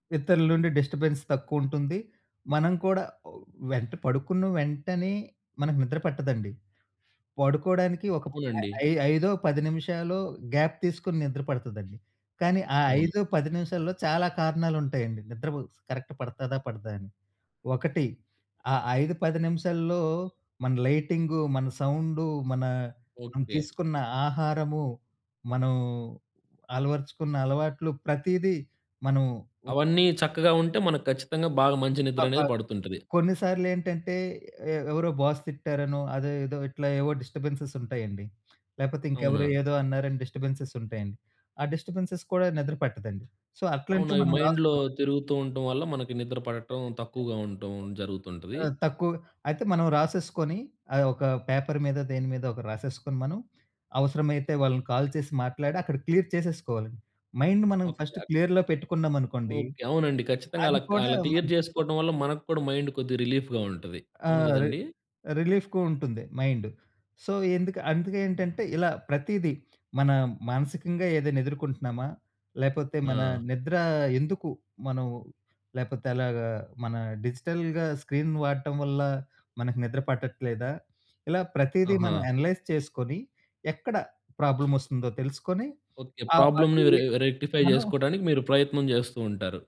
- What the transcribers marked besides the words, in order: in English: "డిస్టర్బెన్స్"; in English: "గ్యాప్"; in English: "కరెక్ట్"; in English: "బాస్"; in English: "డిస్టబెన్సెస్"; in English: "డిస్టబెన్సెస్"; in English: "డిస్టబెన్సెస్"; in English: "సో"; in English: "మైండ్‌లో"; other background noise; in English: "పేపర్"; in English: "కాల్"; in English: "క్లియర్"; in English: "మైండ్"; in English: "ఫస్ట్ క్లియర్‌లో"; in English: "క్లియర్"; in English: "మైండ్"; in English: "రిలీఫ్‌గా"; in English: "రిలీఫ్‍కు"; in English: "సో"; in English: "డిజిటల్‌గా స్క్రీన్"; in English: "అనలైజ్"; in English: "ప్రాబ్లమ్"; in English: "రెక్టిఫై"
- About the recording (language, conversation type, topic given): Telugu, podcast, నిద్రకు ముందు స్క్రీన్ వాడకాన్ని తగ్గించడానికి మీ సూచనలు ఏమిటి?